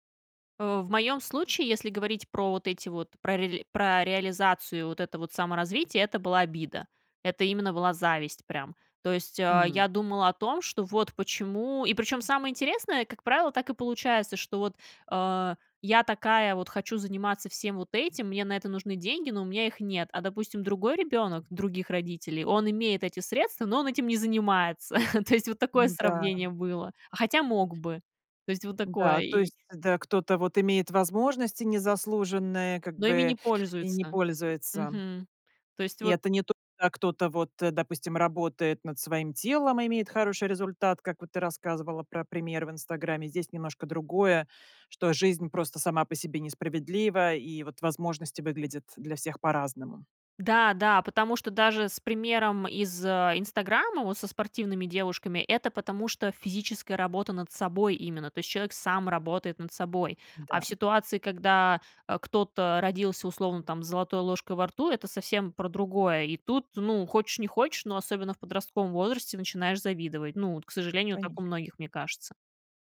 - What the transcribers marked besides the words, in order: chuckle; tapping
- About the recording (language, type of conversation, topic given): Russian, podcast, Какие приёмы помогли тебе не сравнивать себя с другими?